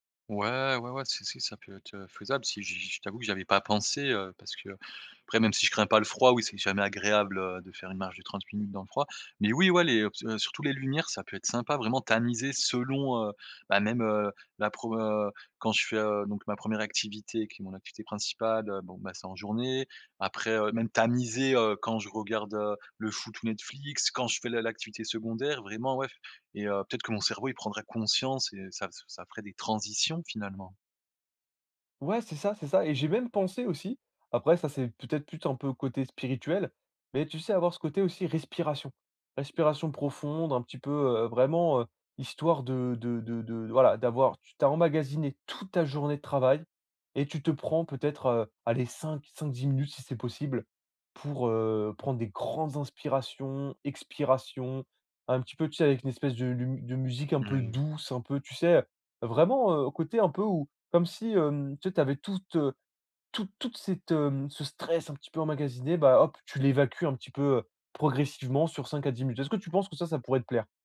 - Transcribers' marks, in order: stressed: "tamisées"; stressed: "tamiser"; stressed: "transitions"; stressed: "toute"; stressed: "grandes"; stressed: "stress"
- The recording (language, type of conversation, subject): French, advice, Pourquoi n’arrive-je pas à me détendre après une journée chargée ?